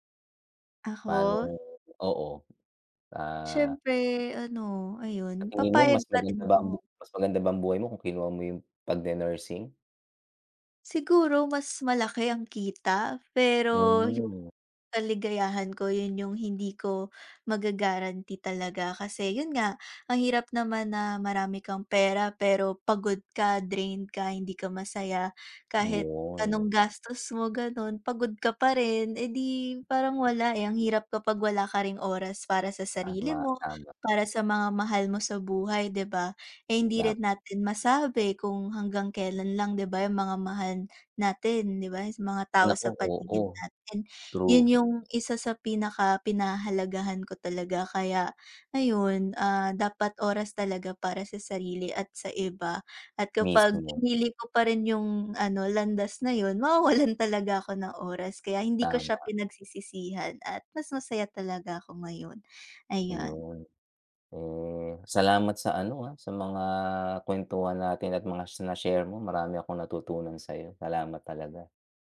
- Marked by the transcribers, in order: tapping; other background noise; in English: "drained"; laughing while speaking: "mawawalan"
- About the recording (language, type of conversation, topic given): Filipino, unstructured, Ano ang pinakamahirap na desisyong nagawa mo sa buhay mo?